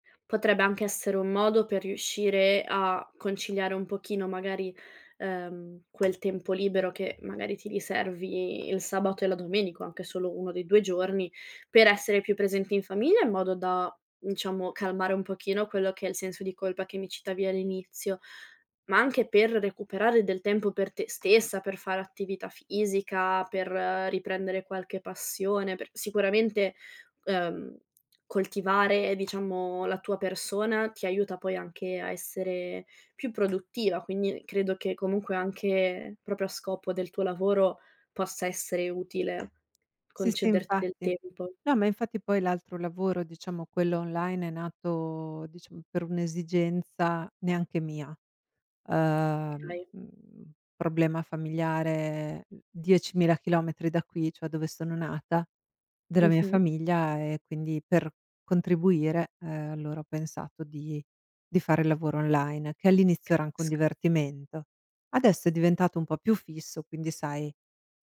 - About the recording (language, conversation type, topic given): Italian, advice, Come posso gestire il senso di colpa per aver trascurato la mia famiglia a causa del lavoro in azienda?
- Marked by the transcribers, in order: tapping; "Okay" said as "kay"; "Capisco" said as "casc"